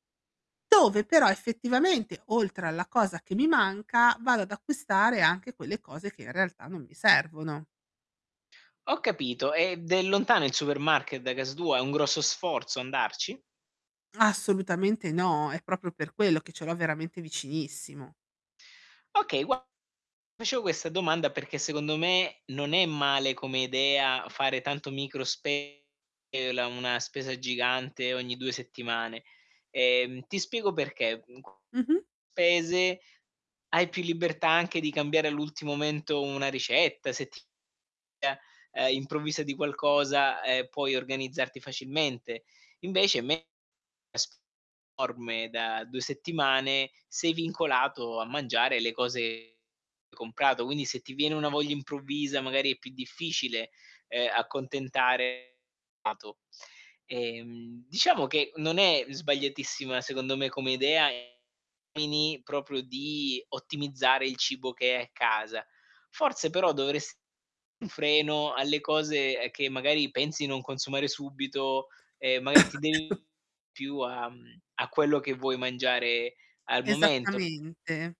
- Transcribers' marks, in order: background speech; in English: "supermarket"; "proprio" said as "propio"; distorted speech; unintelligible speech; unintelligible speech; unintelligible speech; unintelligible speech; cough
- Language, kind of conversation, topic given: Italian, advice, Come posso fare la spesa in modo intelligente con un budget molto limitato?
- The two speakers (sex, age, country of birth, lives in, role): female, 40-44, Italy, Spain, user; male, 40-44, Italy, Germany, advisor